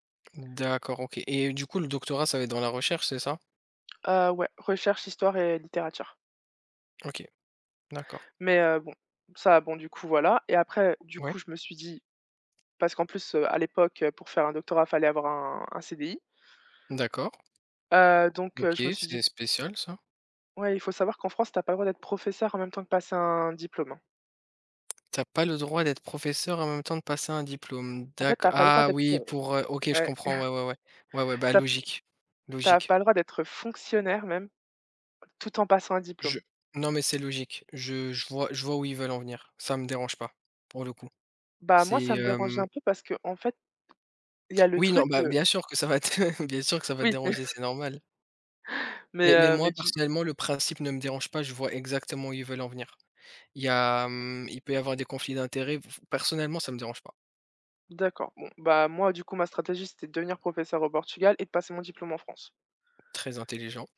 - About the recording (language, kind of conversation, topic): French, unstructured, Quelle est votre stratégie pour maintenir un bon équilibre entre le travail et la vie personnelle ?
- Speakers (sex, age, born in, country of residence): female, 25-29, France, France; male, 30-34, France, France
- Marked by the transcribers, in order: tapping; chuckle; stressed: "fonctionnaire"; laughing while speaking: "ça va te"; chuckle